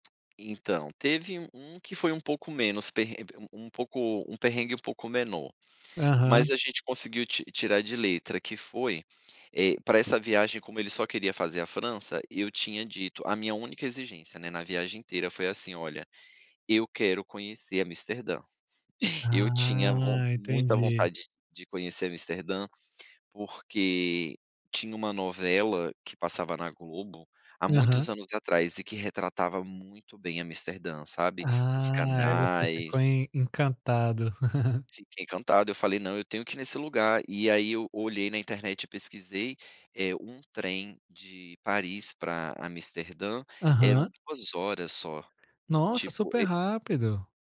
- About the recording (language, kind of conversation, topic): Portuguese, podcast, O que você faz quando a viagem dá errado?
- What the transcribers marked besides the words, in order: tapping; chuckle